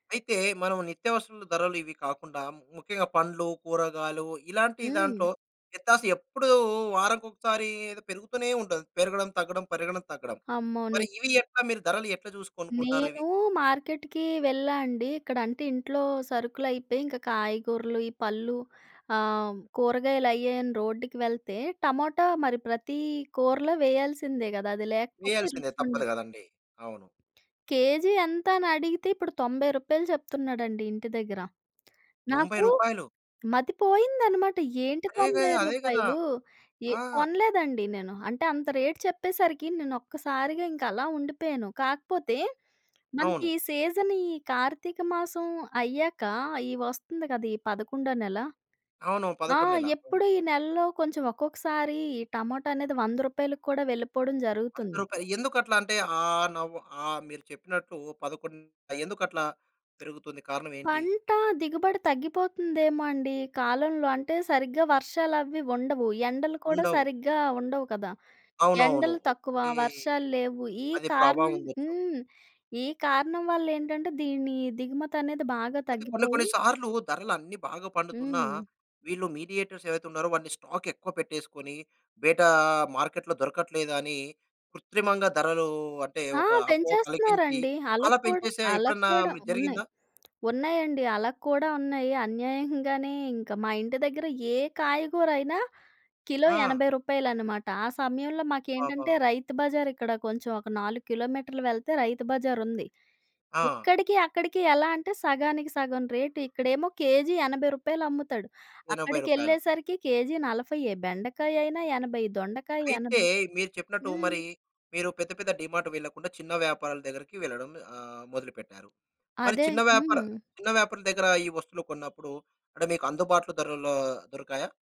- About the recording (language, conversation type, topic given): Telugu, podcast, బజార్‌లో ధరలు ఒక్కసారిగా మారి గందరగోళం ఏర్పడినప్పుడు మీరు ఏమి చేశారు?
- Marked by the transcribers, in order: in English: "మార్కెట్‌కీ"; tapping; in English: "రేట్"; other noise; in English: "మీడియేటర్స్"; in English: "మార్కెట్‌లో"